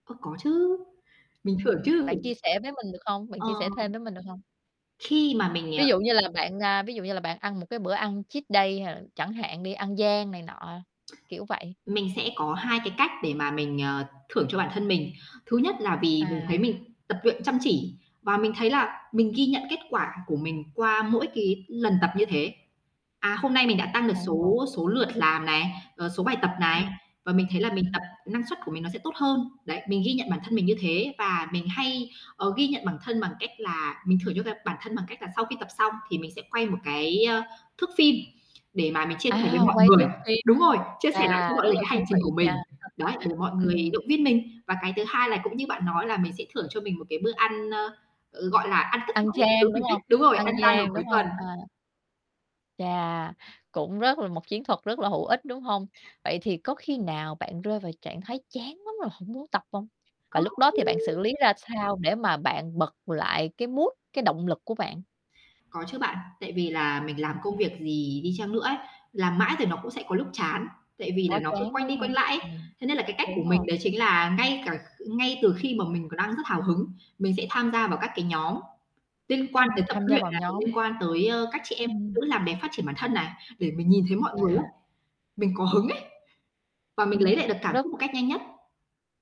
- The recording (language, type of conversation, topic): Vietnamese, podcast, Bạn làm thế nào để duy trì động lực tập luyện về lâu dài?
- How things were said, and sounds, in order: distorted speech; mechanical hum; in English: "cheat day"; static; other background noise; chuckle; in English: "mood"